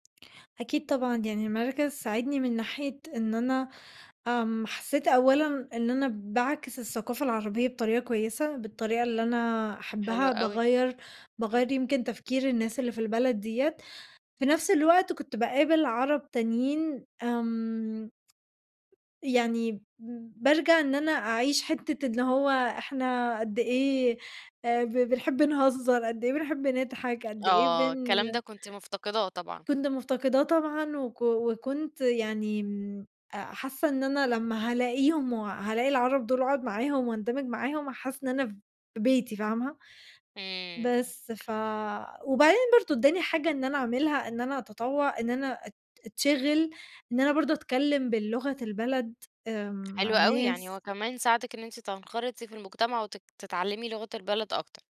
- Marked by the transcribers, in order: tapping; other background noise
- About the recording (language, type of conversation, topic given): Arabic, podcast, احكيلي عن لقاء صدفة إزاي ادّاك فرصة ماكنتش متوقّعها؟